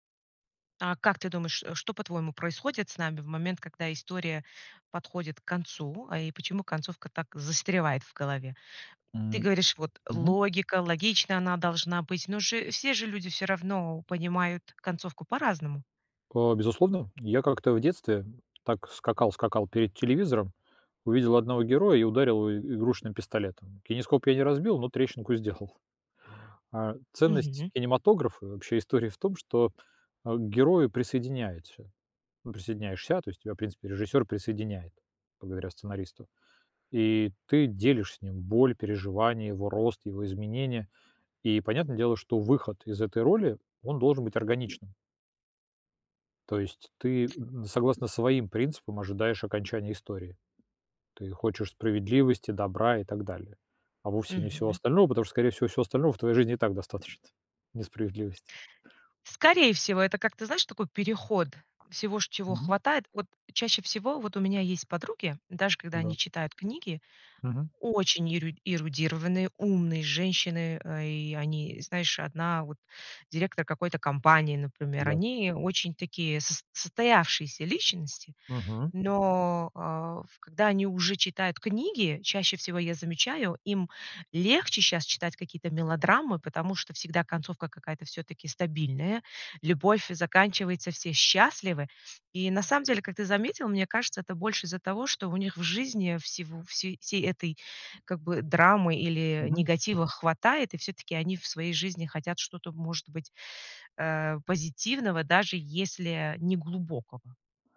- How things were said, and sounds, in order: chuckle; tapping; laughing while speaking: "достаточно"
- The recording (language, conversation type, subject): Russian, podcast, Почему концовки заставляют нас спорить часами?